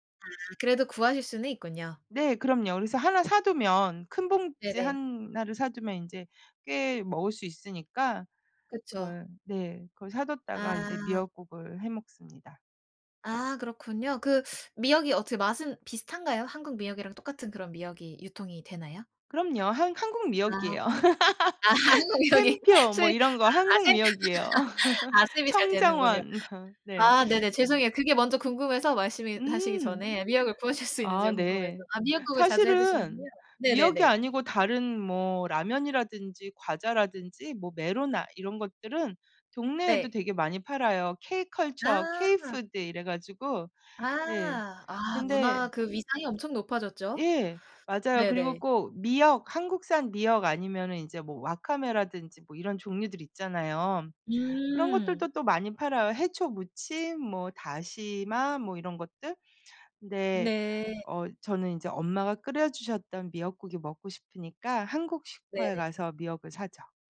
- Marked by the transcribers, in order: other background noise; laughing while speaking: "아 한국 미역이 수입"; laugh; laugh; sniff; laughing while speaking: "구하실 수"; put-on voice: "K-푸드"; in Japanese: "와카메라든지"
- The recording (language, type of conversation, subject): Korean, podcast, 불안할 때 자주 먹는 위안 음식이 있나요?